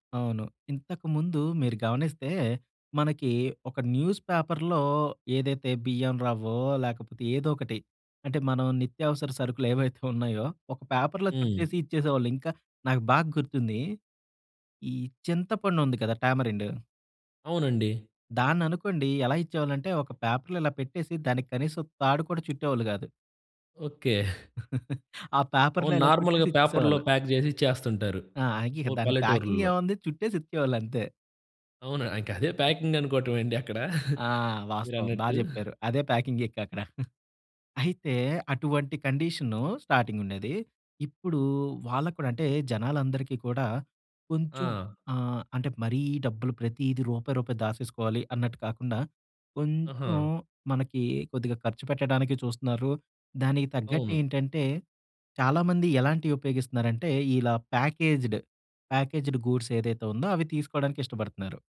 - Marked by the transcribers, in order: in English: "న్యూస్ పేపర్‌లో"; in English: "పేపర్‌లో"; in English: "టామరిండ్"; in English: "పేపర్‌లో"; other background noise; giggle; in English: "పేపర్‌లో"; in English: "నార్మల్‌గా పేపర్‌లో ప్యాక్"; in English: "ప్యాకింగ్"; chuckle; in English: "ప్యాకింగ్"; chuckle; in English: "ప్యాకేజ్డ్, ప్యాకేజ్డ్ గూడ్స్"
- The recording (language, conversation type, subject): Telugu, podcast, మీ ఊరిలోని చిన్న వ్యాపారాలు సాంకేతికతను ఎలా స్వీకరిస్తున్నాయి?